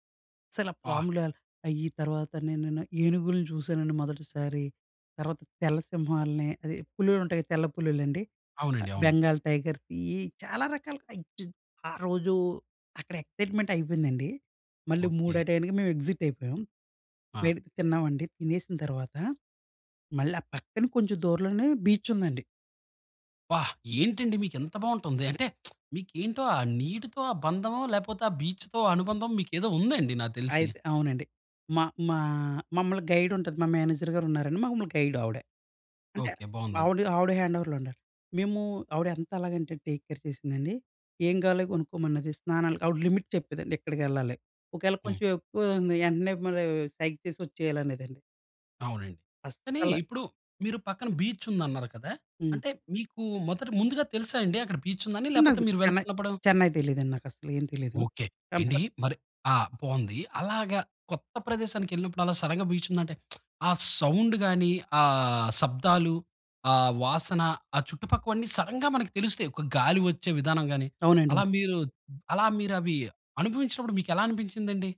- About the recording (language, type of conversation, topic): Telugu, podcast, ప్రకృతిలో మీరు అనుభవించిన అద్భుతమైన క్షణం ఏమిటి?
- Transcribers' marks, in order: other noise; in English: "ఎక్సైట్మెంట్"; in English: "ఎగ్జిట్"; unintelligible speech; lip smack; in English: "బీచ్‌తో"; in English: "గైడ్"; in English: "మేనేజర్"; in English: "గైడ్"; in English: "హ్యాండోవర్‌లో"; in English: "టేక్ కేర్"; in English: "లిమిట్"; in English: "బీచ్"; in English: "బీచ్"; in English: "సడెన్‌గా బీచ్"; lip smack; in English: "సౌండ్"; in English: "సడెన్‌గా"